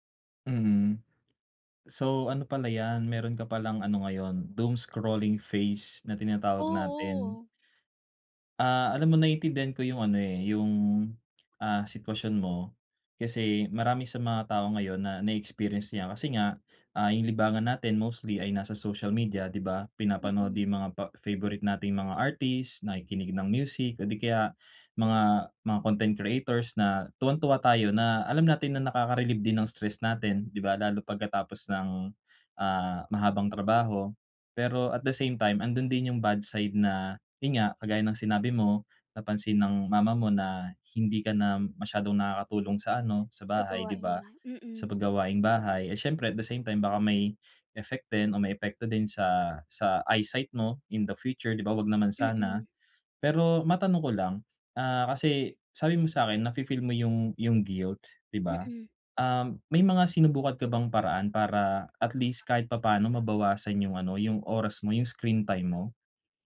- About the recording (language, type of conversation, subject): Filipino, advice, Paano ako magtatakda ng malinaw na personal na hangganan nang hindi nakakaramdam ng pagkakasala?
- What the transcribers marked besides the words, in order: in English: "doomscrolling phase"